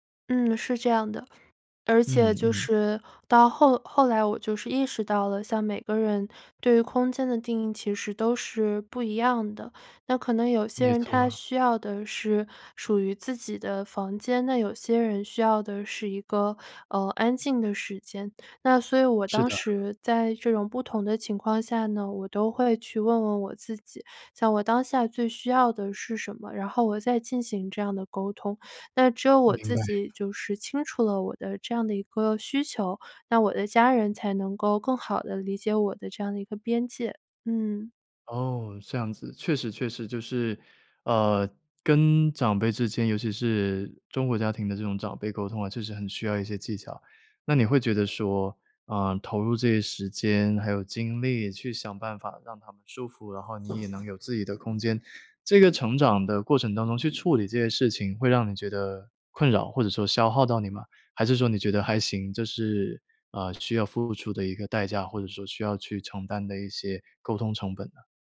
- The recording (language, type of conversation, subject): Chinese, podcast, 如何在家庭中保留个人空间和自由？
- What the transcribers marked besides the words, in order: other background noise